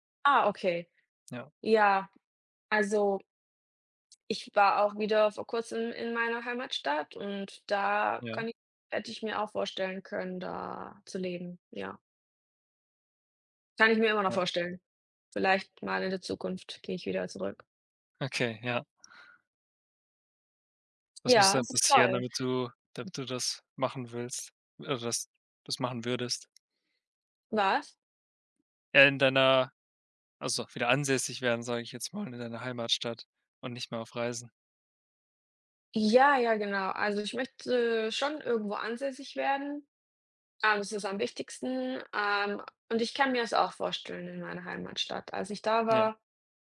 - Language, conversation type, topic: German, unstructured, Was war deine aufregendste Entdeckung auf einer Reise?
- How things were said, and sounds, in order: other background noise